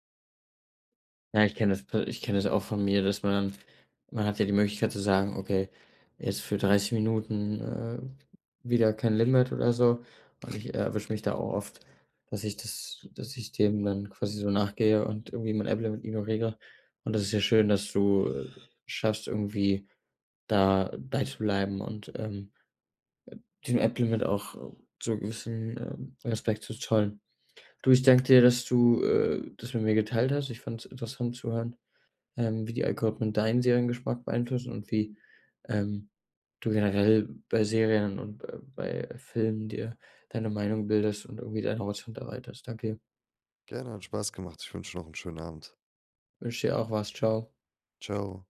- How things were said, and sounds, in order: other background noise
- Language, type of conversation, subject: German, podcast, Wie beeinflussen Algorithmen unseren Seriengeschmack?